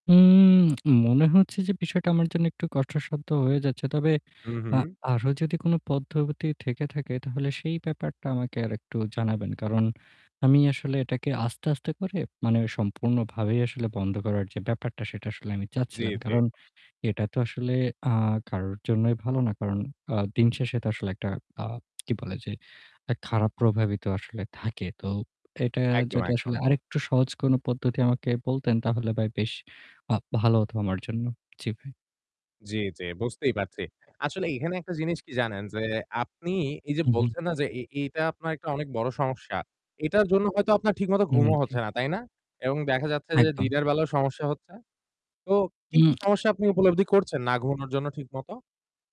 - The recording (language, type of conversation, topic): Bengali, advice, আমি কীভাবে ফোন ও অ্যাপের বিভ্রান্তি কমিয়ে মনোযোগ ধরে রাখতে পারি?
- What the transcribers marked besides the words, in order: static; other background noise